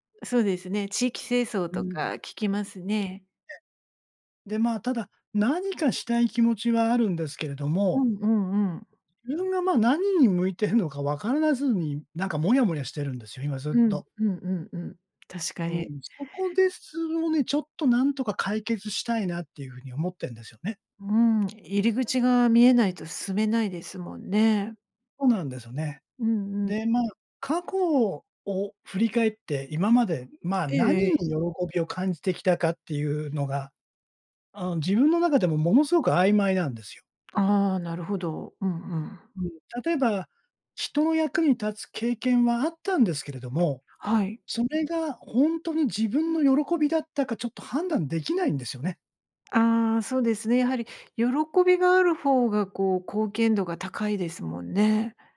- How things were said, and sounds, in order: other noise; unintelligible speech
- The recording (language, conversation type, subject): Japanese, advice, 社会貢献をしたいのですが、何から始めればよいのでしょうか？